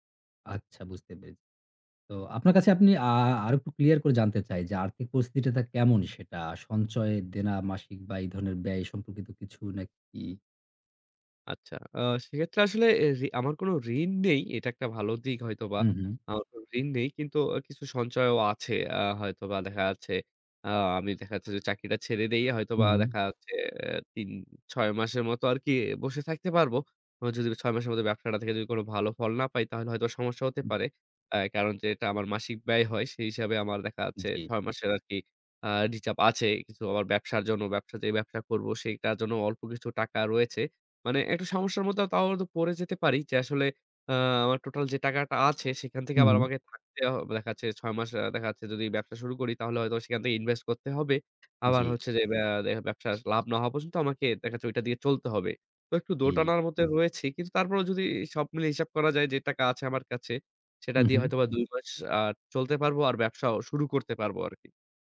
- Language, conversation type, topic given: Bengali, advice, স্থায়ী চাকরি ছেড়ে নতুন উদ্যোগের ঝুঁকি নেওয়া নিয়ে আপনার দ্বিধা কীভাবে কাটাবেন?
- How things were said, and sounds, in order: "আছে" said as "দিচাপ"; other background noise